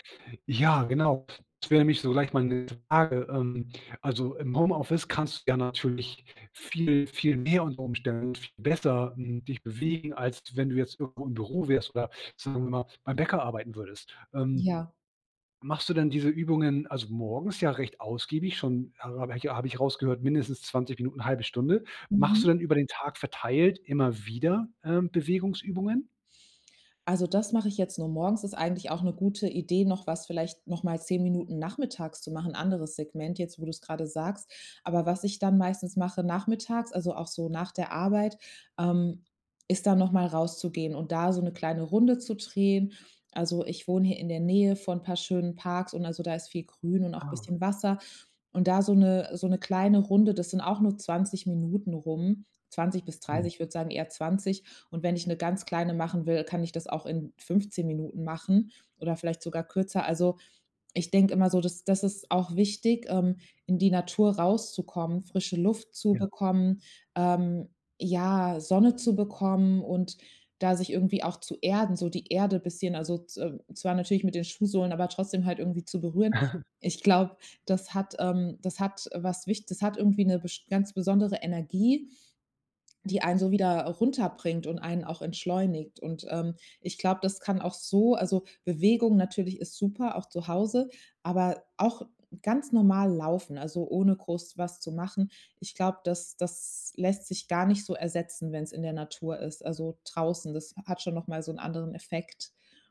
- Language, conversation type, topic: German, podcast, Wie integrierst du Bewegung in einen vollen Arbeitstag?
- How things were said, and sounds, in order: unintelligible speech; laugh